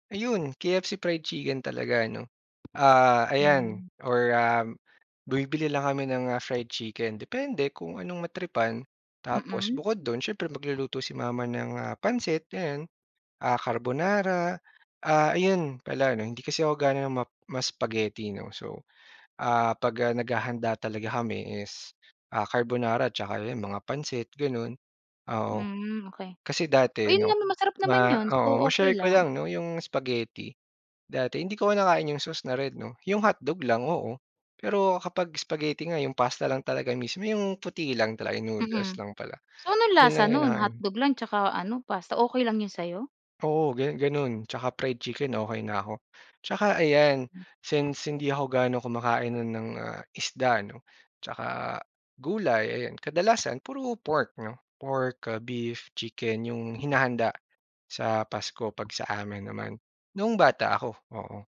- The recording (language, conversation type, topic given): Filipino, podcast, Anong tradisyon ang pinakamakabuluhan para sa iyo?
- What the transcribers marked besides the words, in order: none